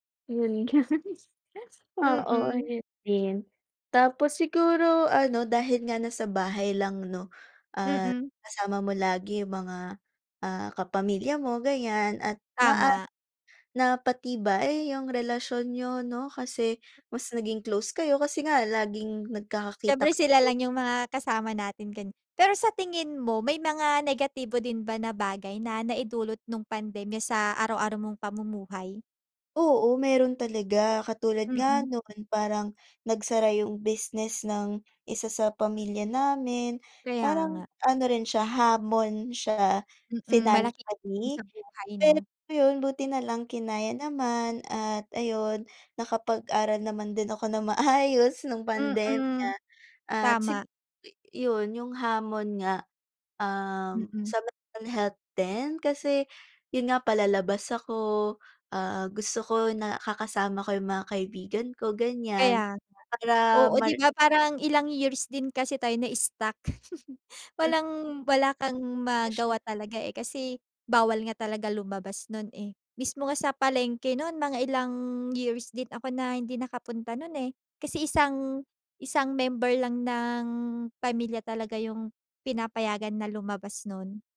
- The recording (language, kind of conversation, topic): Filipino, unstructured, Paano mo ilalarawan ang naging epekto ng pandemya sa iyong araw-araw na pamumuhay?
- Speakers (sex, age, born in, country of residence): female, 20-24, Philippines, Philippines; female, 20-24, Philippines, Philippines
- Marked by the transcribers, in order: laughing while speaking: "nga"; other background noise; chuckle; tapping